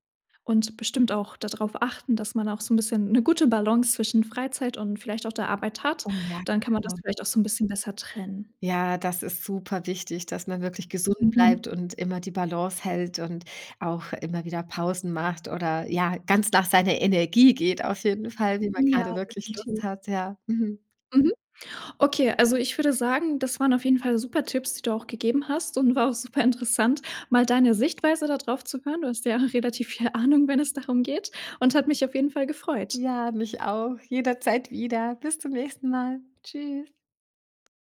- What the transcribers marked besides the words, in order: laughing while speaking: "auch super interessant"; laughing while speaking: "viel Ahnung"; joyful: "Ja, mich auch jederzeit wieder. Bis zum nächsten Mal. Tschüss"
- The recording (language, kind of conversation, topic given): German, podcast, Wie trennst du Arbeit und Privatleben, wenn du zu Hause arbeitest?